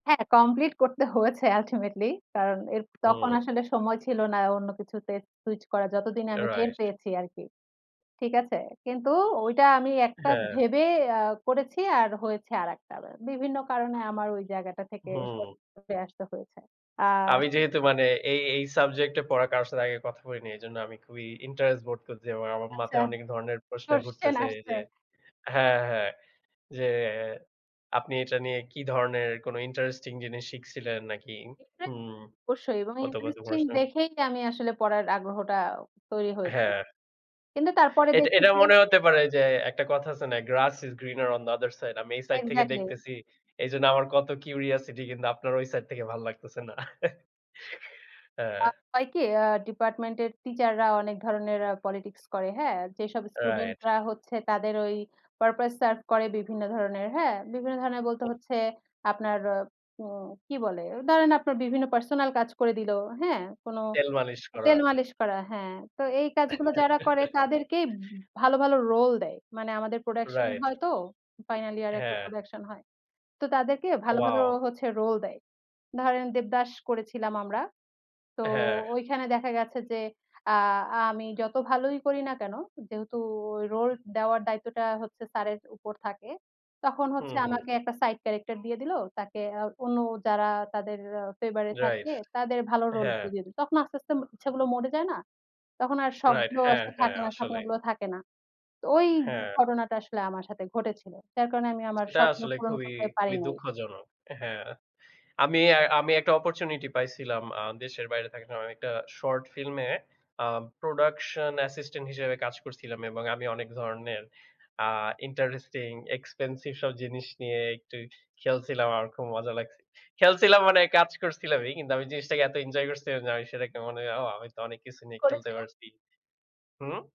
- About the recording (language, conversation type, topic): Bengali, unstructured, কেন অনেক সময় মানুষ স্বপ্নের বদলে সহজ পথ বেছে নেয়?
- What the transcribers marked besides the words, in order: in English: "আলটিমেটলি"; other background noise; horn; in English: "Grass is greener on the other side"; in English: "কিউরিসিটি"; other noise; chuckle; in English: "পারপাস সারভ"; laugh; in English: "অপুরচুনিটি"